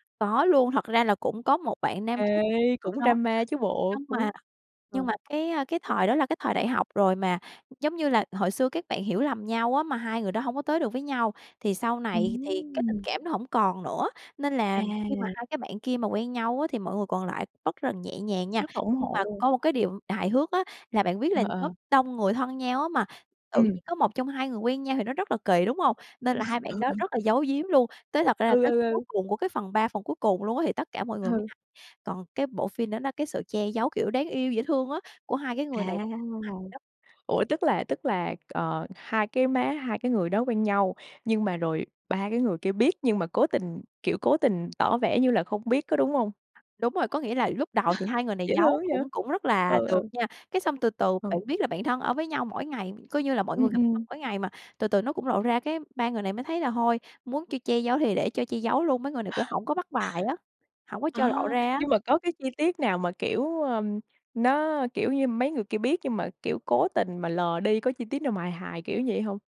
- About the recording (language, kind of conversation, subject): Vietnamese, podcast, Bạn có thể kể về bộ phim bạn xem đi xem lại nhiều nhất không?
- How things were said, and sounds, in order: in English: "drama"; laugh; tapping; unintelligible speech; other background noise; laugh; laugh